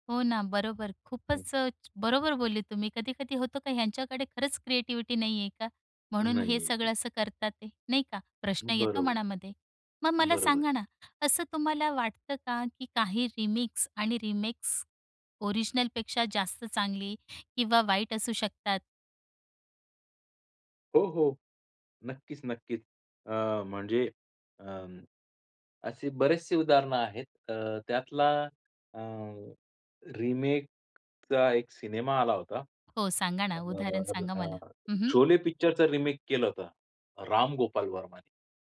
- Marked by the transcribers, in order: in English: "क्रिएटिव्हिटी"; in English: "रिमिक्स"; in English: "रिमेक्स ओरिजिनलपेक्षा"; in English: "रिमेकचा"; in French: "सिनेमा"; unintelligible speech; in English: "पिक्चरचा रिमेक"
- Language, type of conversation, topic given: Marathi, podcast, रीमिक्स आणि रिमेकबद्दल तुमचं काय मत आहे?